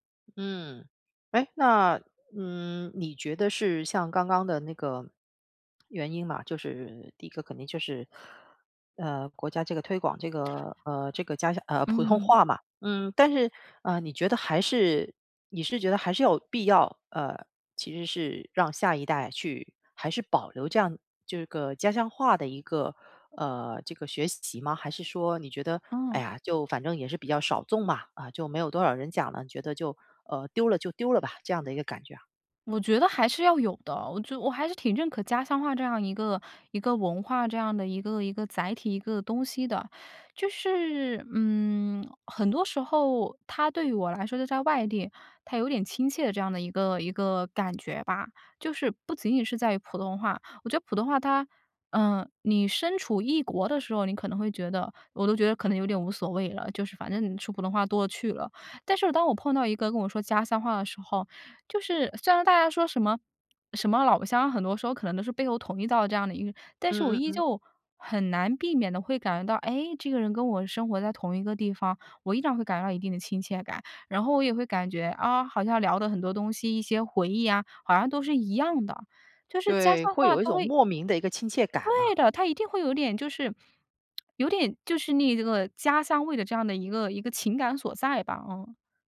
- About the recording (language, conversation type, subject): Chinese, podcast, 你会怎样教下一代家乡话？
- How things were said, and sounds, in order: lip smack